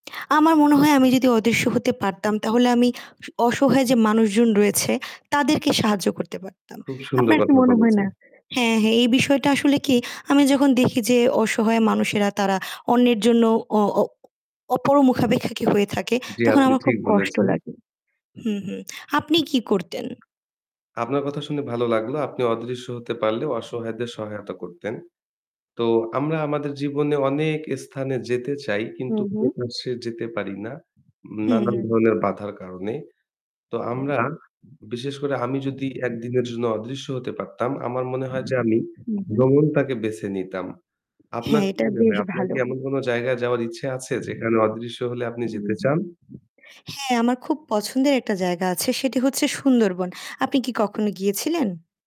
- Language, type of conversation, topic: Bengali, unstructured, আপনি যদি এক দিনের জন্য অদৃশ্য হতে পারতেন, তাহলে আপনি কী করতেন?
- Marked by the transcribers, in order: other background noise; wind; static; "বলেছেন" said as "বলেচেন"; tapping; distorted speech